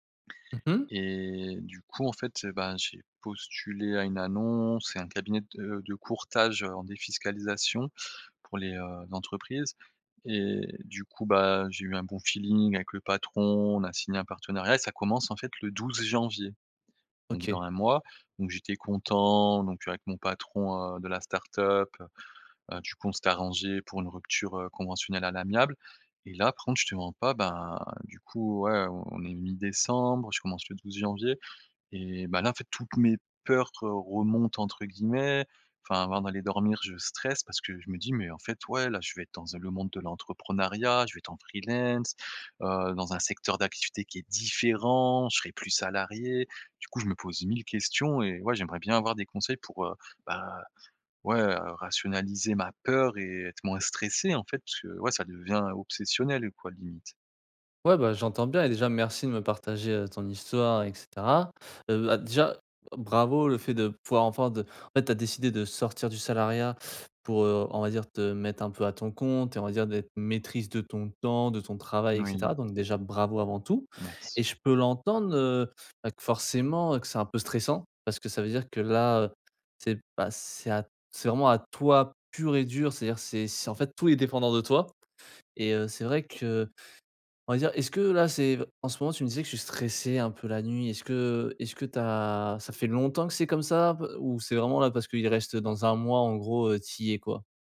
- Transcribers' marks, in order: drawn out: "annonce"; other background noise; tapping; drawn out: "différent"; stressed: "différent"; stressed: "peur"; stressed: "stressé"
- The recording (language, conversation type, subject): French, advice, Comment avancer malgré la peur de l’inconnu sans se laisser paralyser ?